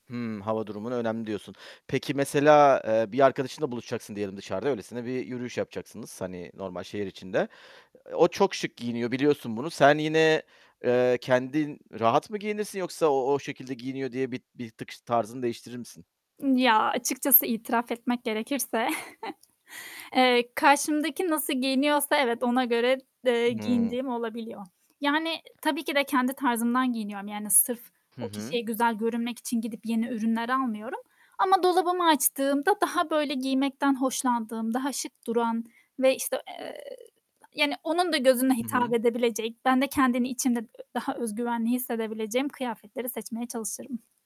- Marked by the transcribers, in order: other background noise; static; distorted speech; chuckle
- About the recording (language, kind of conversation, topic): Turkish, podcast, Giyinirken önceliğin rahatlık mı, şıklık mı?